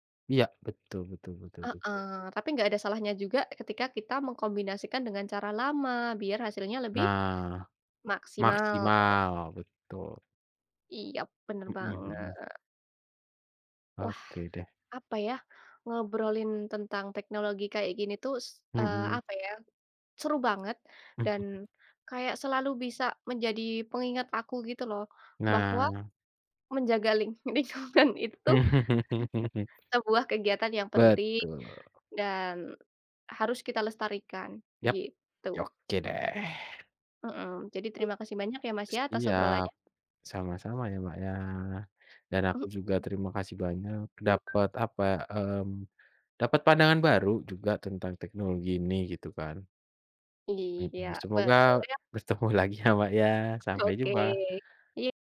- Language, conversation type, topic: Indonesian, unstructured, Bagaimana peran teknologi dalam menjaga kelestarian lingkungan saat ini?
- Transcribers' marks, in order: tapping; chuckle; chuckle; laughing while speaking: "lingkungan"; chuckle; other background noise; alarm; laughing while speaking: "bertemu lagi ya"